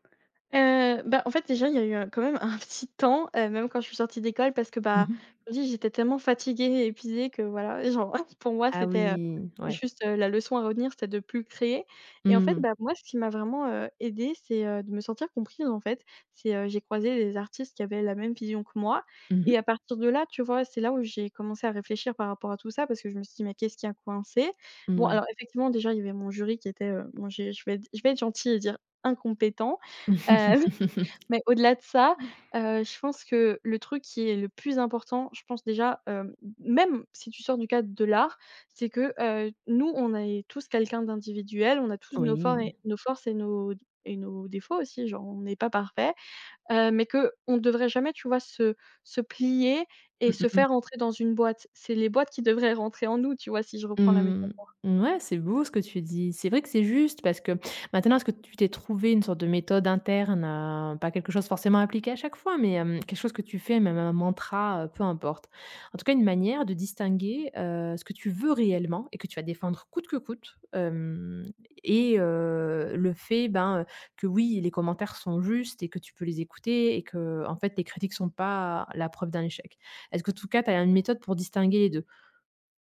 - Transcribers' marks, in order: other background noise; laughing while speaking: "petit"; laughing while speaking: "genre"; tapping; laugh; laughing while speaking: "Heu"; stressed: "même"; drawn out: "Oui !"; stressed: "veux"; stressed: "oui"; drawn out: "pas"
- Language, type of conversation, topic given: French, podcast, Comment transformes-tu un échec créatif en leçon utile ?
- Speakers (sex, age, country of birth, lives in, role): female, 20-24, France, France, guest; female, 35-39, France, Germany, host